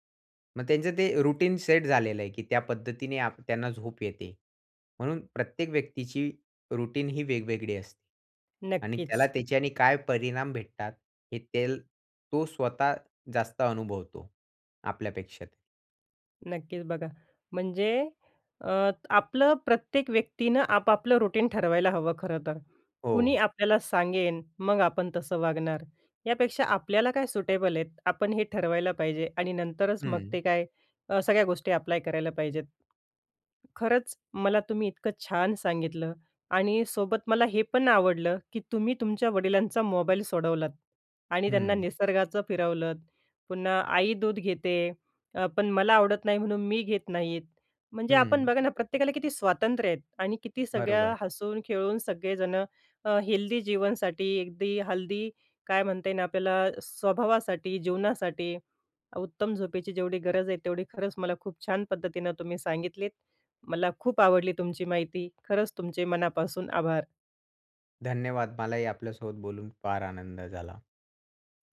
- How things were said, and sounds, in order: in English: "रूटीन"; in English: "रूटीन"; in English: "रुटीन"; "अगदी" said as "एगदी"; "हेल्दी" said as "हालदी"
- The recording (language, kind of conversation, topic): Marathi, podcast, उत्तम झोपेसाठी घरात कोणते छोटे बदल करायला हवेत?